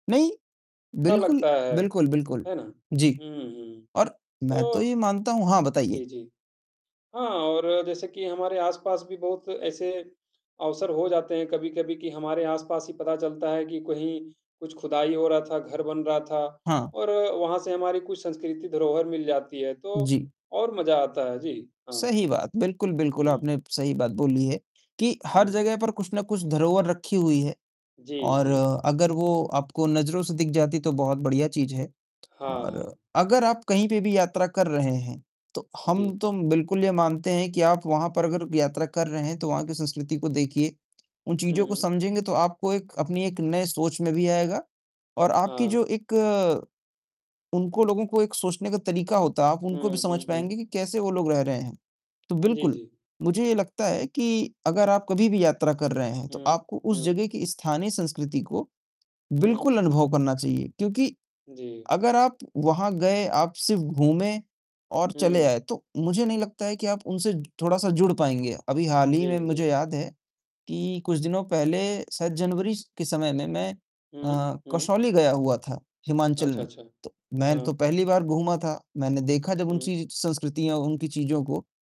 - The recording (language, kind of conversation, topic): Hindi, unstructured, यात्रा के दौरान स्थानीय संस्कृति को जानना क्यों ज़रूरी है?
- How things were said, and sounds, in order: distorted speech; tapping